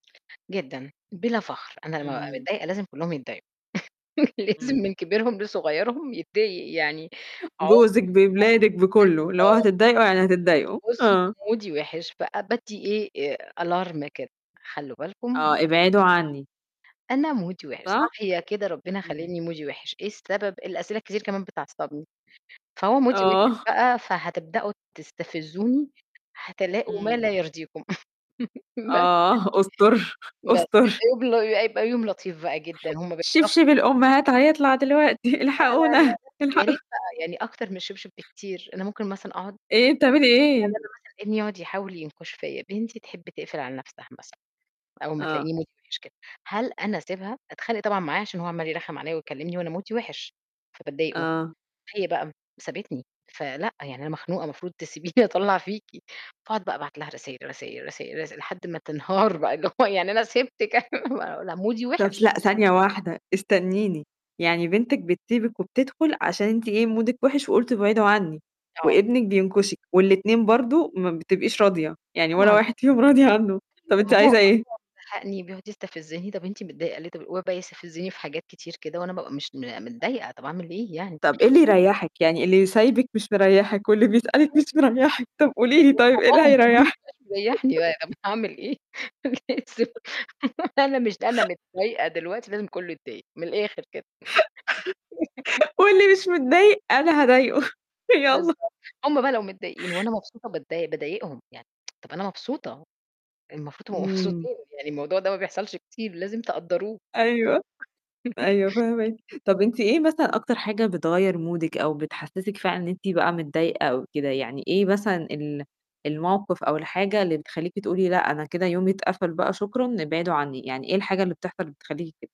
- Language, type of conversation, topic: Arabic, podcast, قد إيه العيلة بتأثر على قراراتك اليومية؟
- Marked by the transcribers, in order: static; chuckle; laughing while speaking: "لازم من كبيرهم لصغيرهم يتضايق يعني"; other noise; unintelligible speech; distorted speech; in English: "ومودي"; in English: "Alarm"; in English: "مودي"; in English: "مودي"; in English: "مودي"; in English: "مودي"; laughing while speaking: "استر، استر"; chuckle; tapping; laughing while speaking: "شبشب الأمهات هيطلع دلوقتي: الحقونا، الحقوا"; in English: "مودي"; in English: "مودي"; laughing while speaking: "تسيبيني"; laughing while speaking: "تنهار بقى اللي هو: يعني أنا سيبتِك أنا ما"; in English: "مودي"; in English: "مودِك"; laughing while speaking: "راضية عنه"; other background noise; laughing while speaking: "واللي بيسألِك مش مريحِك، طب قولي لي طيب، إيه اللي هيريحِك؟"; unintelligible speech; laughing while speaking: "مريّحني، أنا هاعمل إيه، أنا … من الآخر كده"; unintelligible speech; chuckle; chuckle; laughing while speaking: "واللي مش متضايق، أنا هاضايقُه، يالّا"; chuckle; chuckle; tsk; laughing while speaking: "تبقوا مبسوطين"; chuckle; in English: "مودِك"